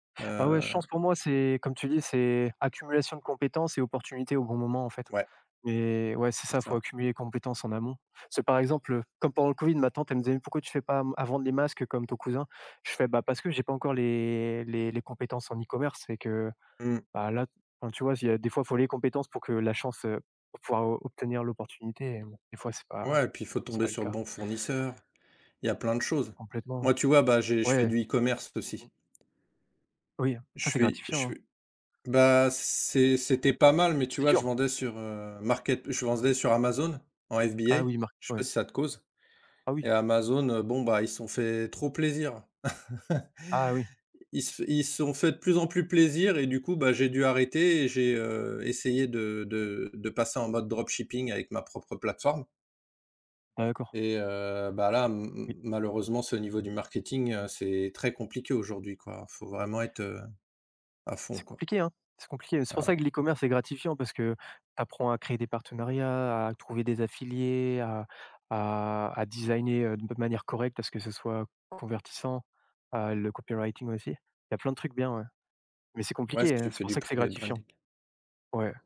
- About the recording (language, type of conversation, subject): French, unstructured, Comment gères-tu ton budget chaque mois ?
- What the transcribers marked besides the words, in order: other background noise; laugh; in English: "dropshipping"; in English: "private branding"